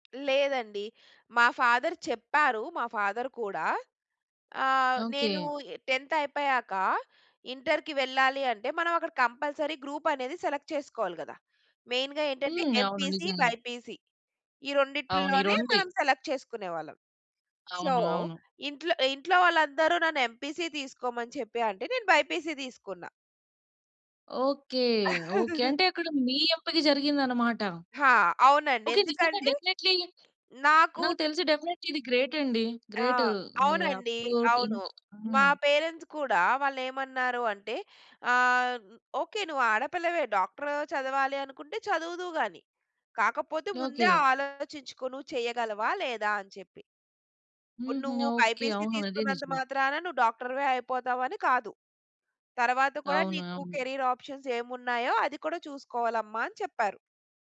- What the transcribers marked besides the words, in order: in English: "ఫాదర్"; in English: "ఫాదర్"; in English: "టెంథ్"; in English: "కంపల్సరీ గ్రూప్"; in English: "సెలెక్ట్"; in English: "మెయిన్‌గా"; in English: "ఎంపీసీ, బైపీసీ"; in English: "సెలెక్ట్"; in English: "సో"; in English: "ఎంపీసీ"; in English: "బైపీసీ"; laugh; in English: "డెఫినెట్లీ"; in English: "డెఫినెట్లీ"; in English: "గ్రేట్"; in English: "పేరెంట్స్"; in English: "డాక్టర్"; in English: "బైపీసీ"; in English: "డాక్టర్‌వే"; in English: "కేరియర్ ఆప్షన్స్"
- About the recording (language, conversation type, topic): Telugu, podcast, చదువు ఎంపిక నీ జీవితాన్ని ఎలా మార్చింది?